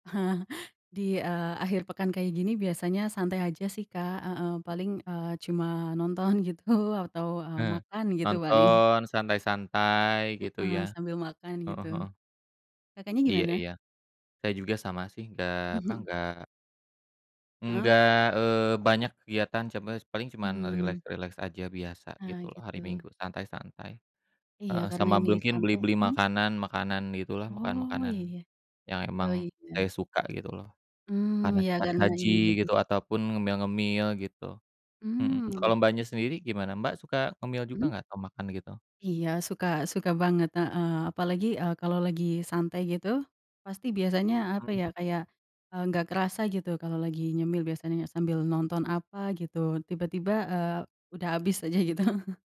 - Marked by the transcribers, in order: other background noise; tapping; door; laughing while speaking: "gitu"
- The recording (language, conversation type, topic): Indonesian, unstructured, Apakah kamu setuju bahwa makanan cepat saji merusak budaya makan bersama keluarga?